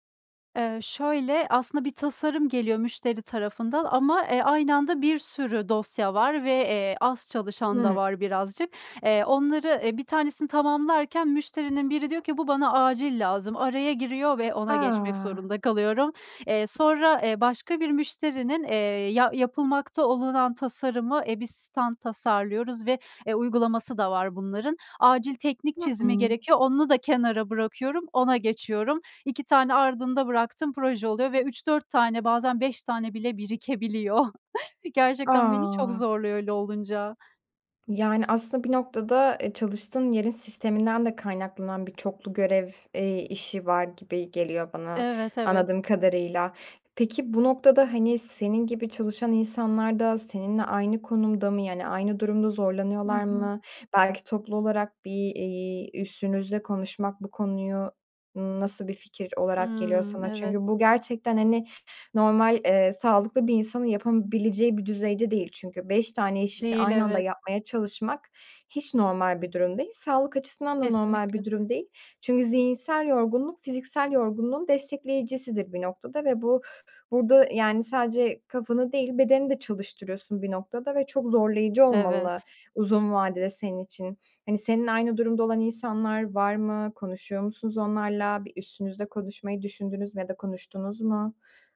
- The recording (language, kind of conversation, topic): Turkish, advice, Birden fazla görev aynı anda geldiğinde odağım dağılıyorsa önceliklerimi nasıl belirleyebilirim?
- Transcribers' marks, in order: other background noise; tapping; chuckle